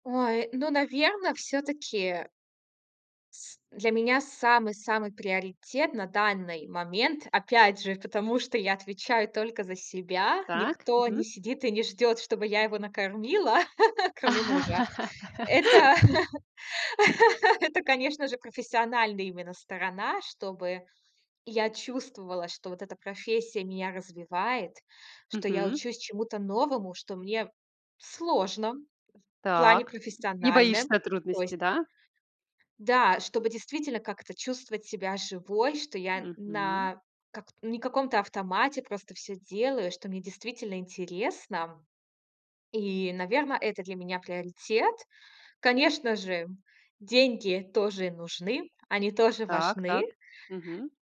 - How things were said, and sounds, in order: other background noise; tapping; laugh; chuckle; laugh
- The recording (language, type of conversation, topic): Russian, podcast, Когда стоит менять работу ради счастья?